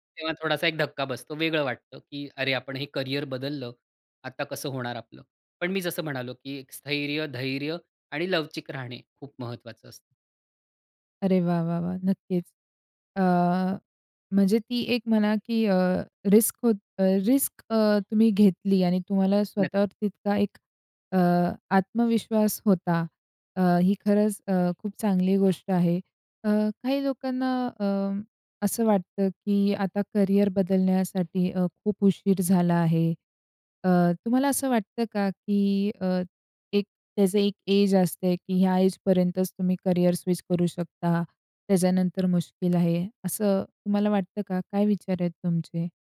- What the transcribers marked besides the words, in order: in English: "रिस्क"; in English: "रिस्क"; in English: "एज"; in English: "एजपर्यंतच"
- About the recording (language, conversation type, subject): Marathi, podcast, करिअर बदलायचं असलेल्या व्यक्तीला तुम्ही काय सल्ला द्याल?